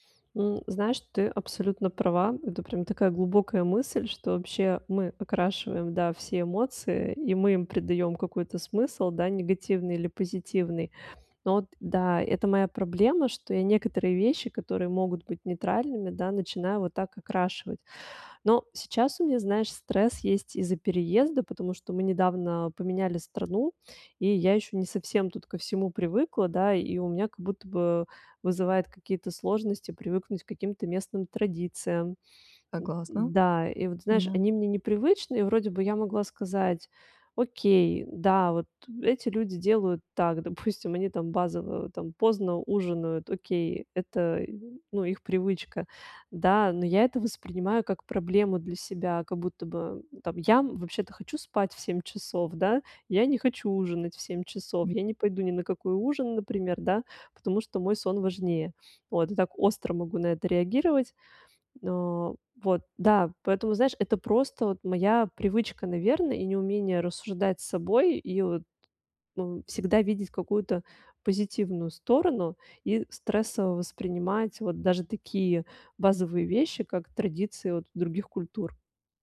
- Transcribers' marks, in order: tapping
- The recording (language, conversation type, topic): Russian, advice, Какие короткие техники помогут быстро снизить уровень стресса?